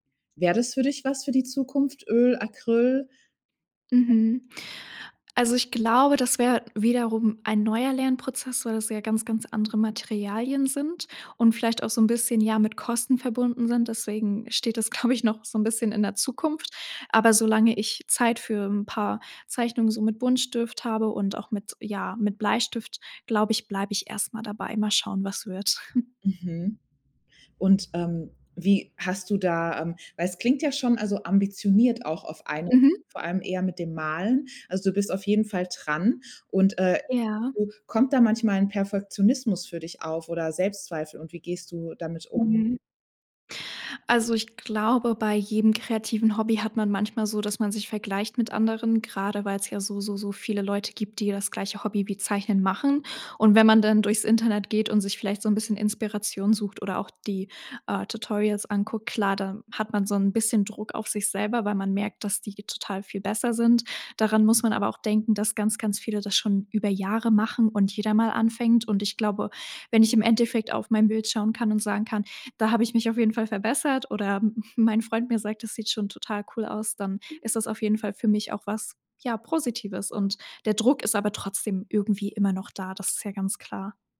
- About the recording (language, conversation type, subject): German, podcast, Wie stärkst du deine kreative Routine im Alltag?
- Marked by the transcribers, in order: other background noise; chuckle; unintelligible speech; chuckle